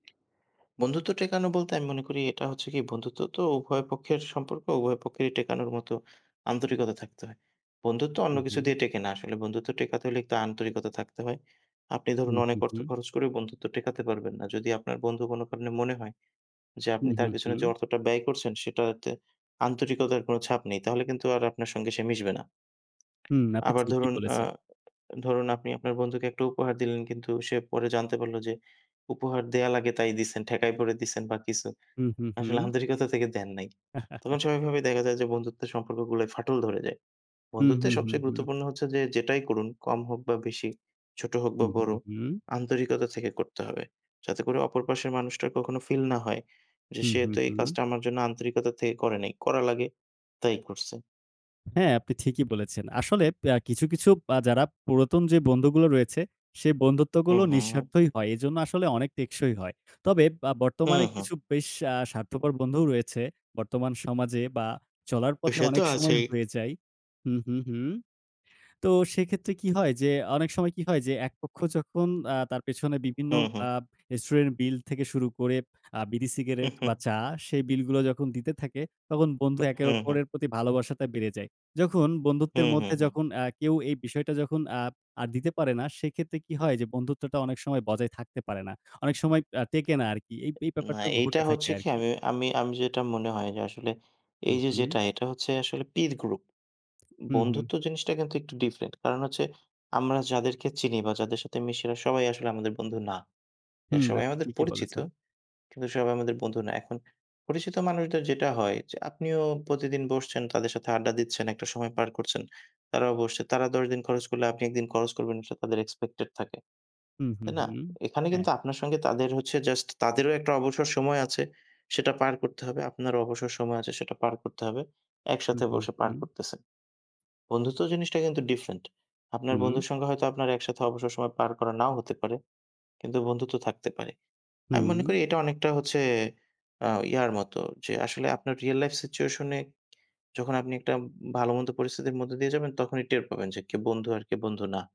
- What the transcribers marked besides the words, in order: tapping; other background noise; laughing while speaking: "আসলে আন্তরিকতা থেকে দেন নাই"; chuckle; chuckle; other noise
- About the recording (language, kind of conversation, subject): Bengali, unstructured, আপনার জীবনের কোন বন্ধুত্ব আপনার ওপর সবচেয়ে বেশি প্রভাব ফেলেছে?